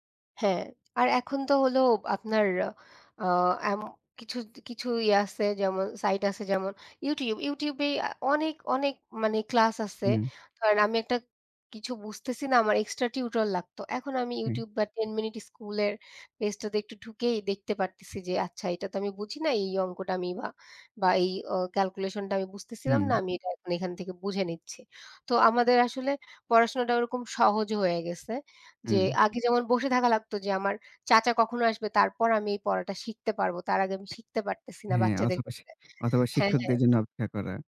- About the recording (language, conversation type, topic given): Bengali, unstructured, অনলাইন শিক্ষার সুবিধা ও অসুবিধাগুলো কী কী?
- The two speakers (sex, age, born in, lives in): female, 25-29, Bangladesh, Bangladesh; male, 25-29, Bangladesh, Bangladesh
- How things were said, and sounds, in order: tapping; other background noise